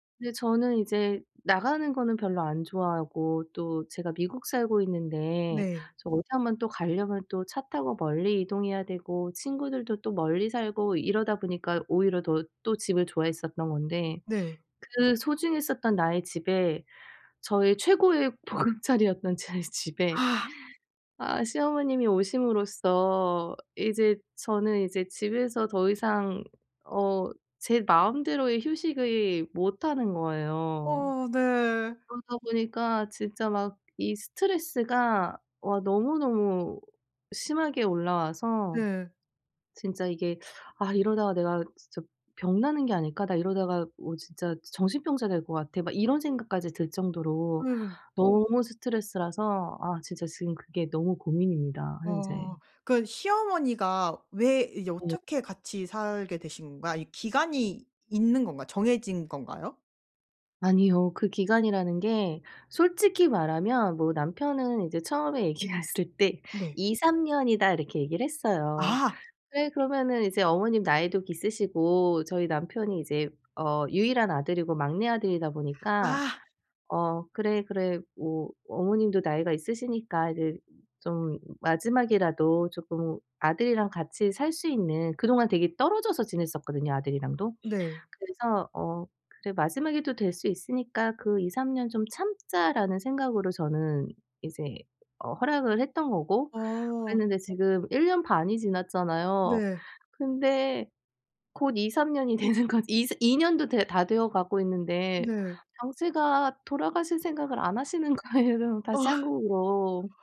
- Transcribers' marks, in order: laughing while speaking: "보급자리였던"; laughing while speaking: "얘기했을"; other background noise; tapping; laughing while speaking: "되는 것"; laughing while speaking: "거예요"
- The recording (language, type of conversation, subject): Korean, advice, 집 환경 때문에 쉬기 어려울 때 더 편하게 쉬려면 어떻게 해야 하나요?